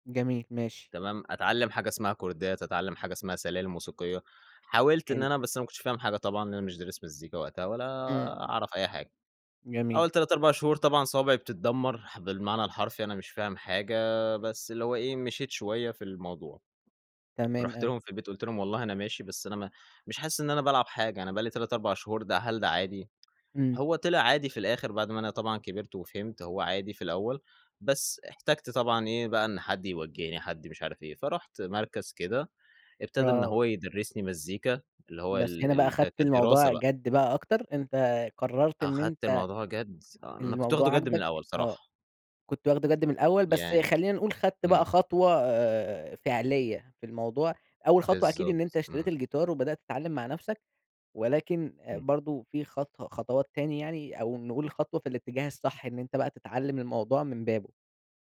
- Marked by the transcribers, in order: in English: "كوردات"; tapping
- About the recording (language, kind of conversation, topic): Arabic, podcast, إزاي بدأت تهتم بالموسيقى أصلاً؟